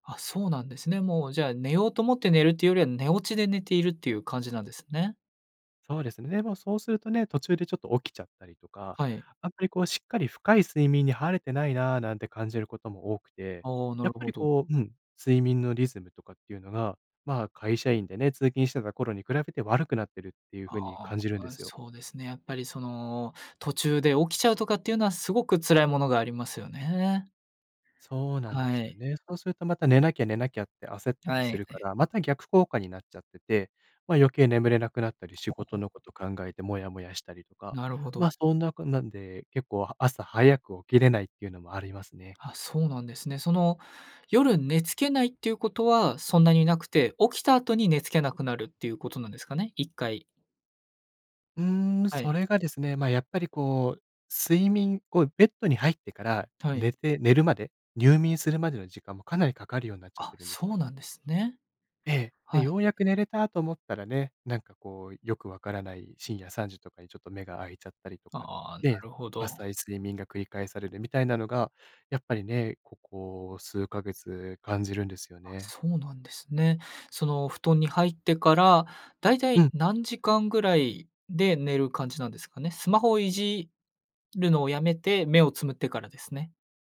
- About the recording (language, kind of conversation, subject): Japanese, advice, 夜に寝つけず睡眠リズムが乱れているのですが、どうすれば整えられますか？
- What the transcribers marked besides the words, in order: unintelligible speech